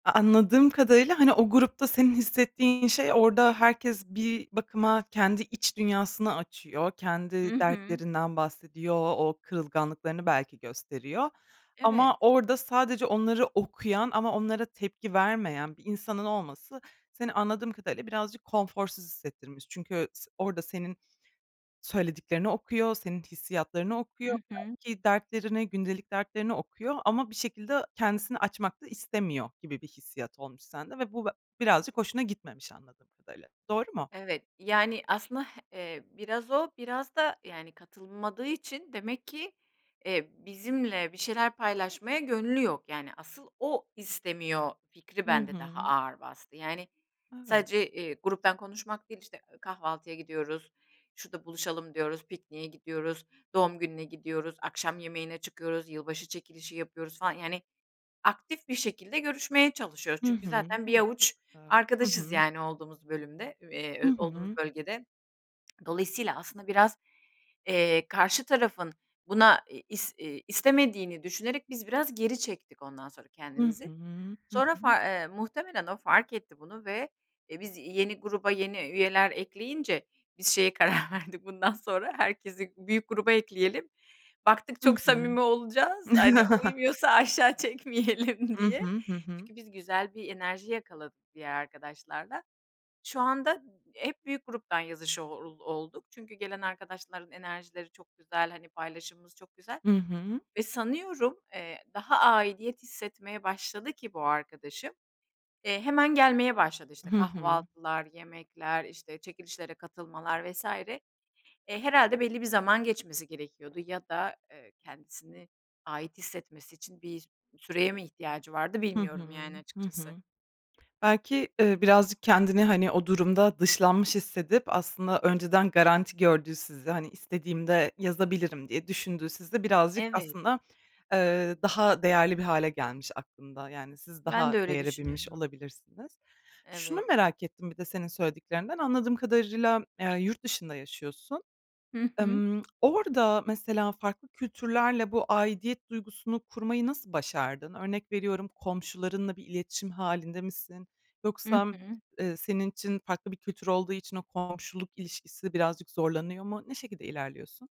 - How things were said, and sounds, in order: other background noise; lip smack; laughing while speaking: "verdik"; chuckle; laughing while speaking: "aşağı çekmeyelim diye"; tapping; other noise
- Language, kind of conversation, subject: Turkish, podcast, Topluluk içinde aidiyet duygusunu nasıl güçlendirebiliriz?